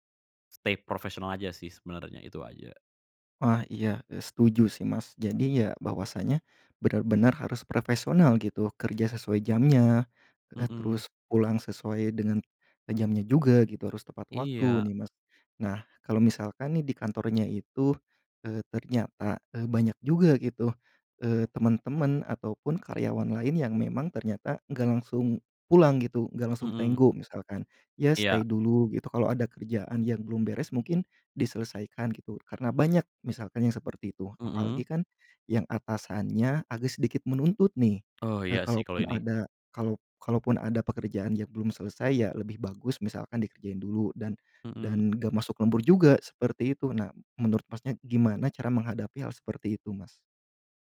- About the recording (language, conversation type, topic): Indonesian, podcast, Gimana kamu menjaga keseimbangan kerja dan kehidupan pribadi?
- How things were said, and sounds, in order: in English: "stay"; "profesional" said as "profesonal"; in English: "stay"